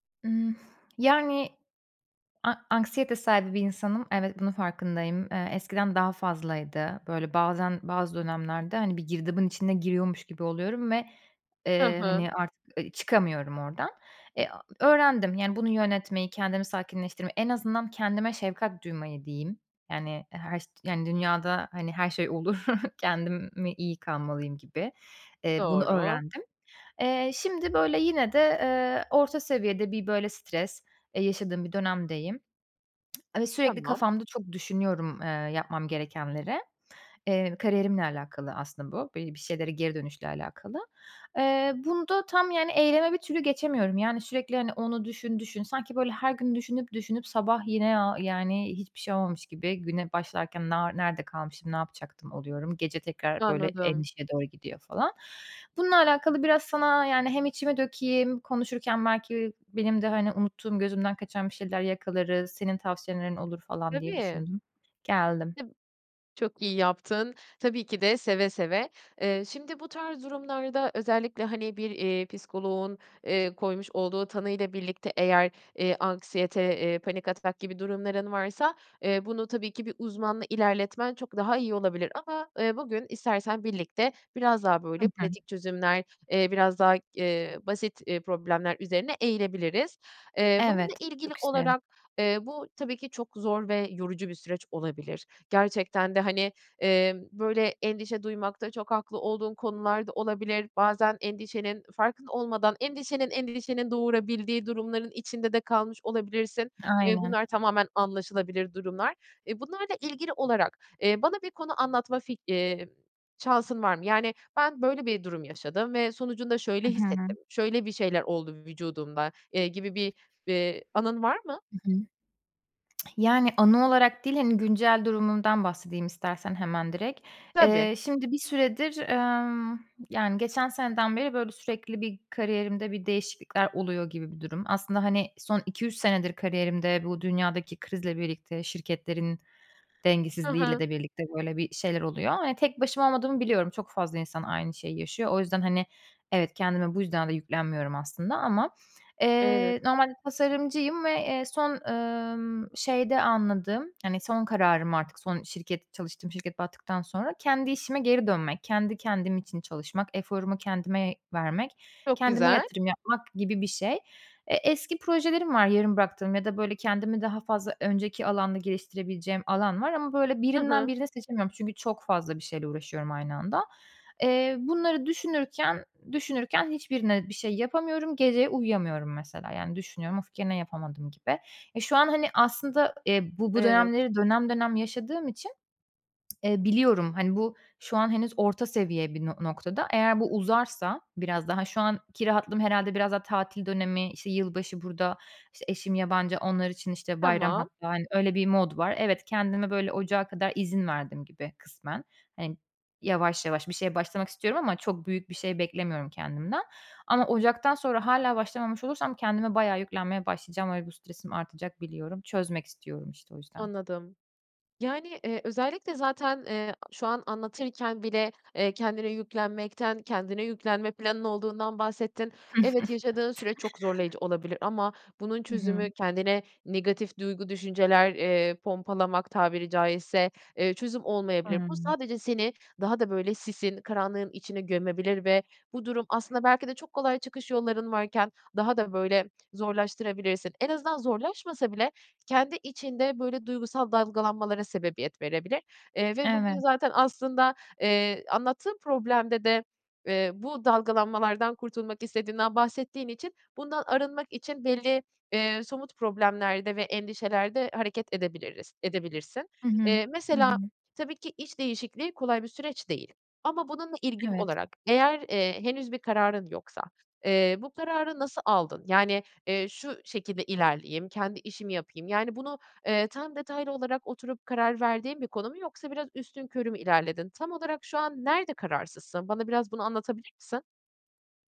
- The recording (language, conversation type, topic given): Turkish, advice, Eyleme dönük problem çözme becerileri
- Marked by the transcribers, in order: exhale; other background noise; chuckle; tapping; lip smack; chuckle